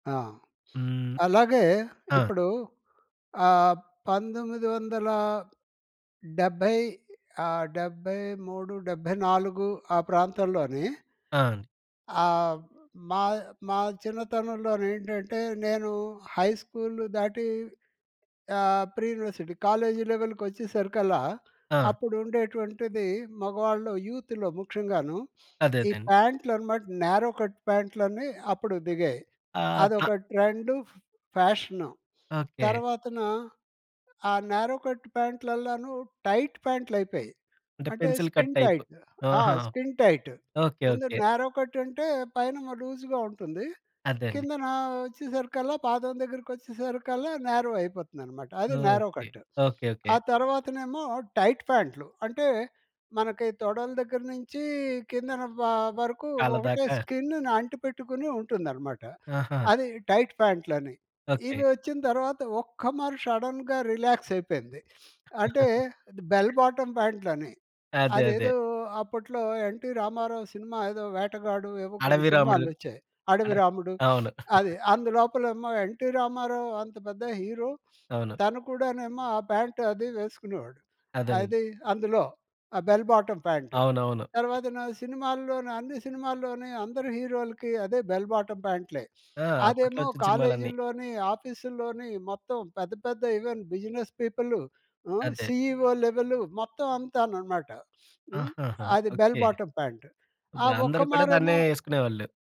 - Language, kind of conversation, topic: Telugu, podcast, ట్రెండ్‌లు మీ వ్యక్తిత్వాన్ని ఎంత ప్రభావితం చేస్తాయి?
- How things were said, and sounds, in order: in English: "లెవెల్‌కొచ్చేసరికల్లా"; in English: "యూత్‌లో"; in English: "న్యారో కట్"; in English: "న్యారో కట్"; in English: "టైట్"; in English: "స్కిన్ టైట్"; in English: "స్కిన్ టైట్"; in English: "పెన్సిల్ కట్ టైప్"; in English: "న్యారో"; in English: "న్యారో"; in English: "న్యారో కట్"; in English: "టైట్"; in English: "టైట్"; in English: "షడన్‌గా"; sniff; in English: "బెల్ బాటమ్"; laugh; giggle; in English: "హీరో"; in English: "బెల్ బాటమ్ ఫ్యాంట్"; other background noise; in English: "హీరోలకి"; in English: "బెల్ బాటమ్"; in English: "ఈవెన్ బిజినెస్ పీపుల్"; in English: "సీఈఓ"; sniff; in English: "బెల్ బాటమ్"